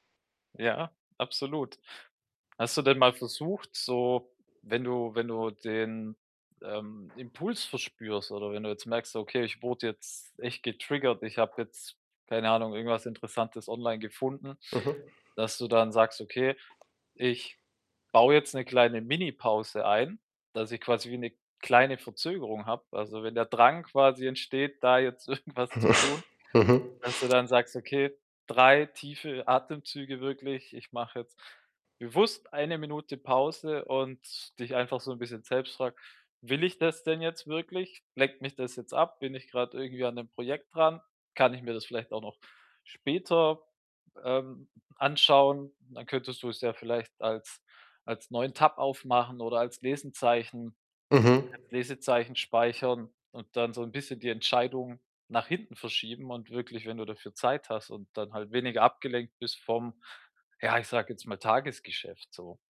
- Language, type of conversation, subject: German, advice, Wie kann ich meine Impulse besser kontrollieren und Ablenkungen reduzieren?
- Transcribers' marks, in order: other background noise; distorted speech; tapping; laughing while speaking: "irgendwas"; chuckle; "Lesezeichen" said as "Lesenzeichen"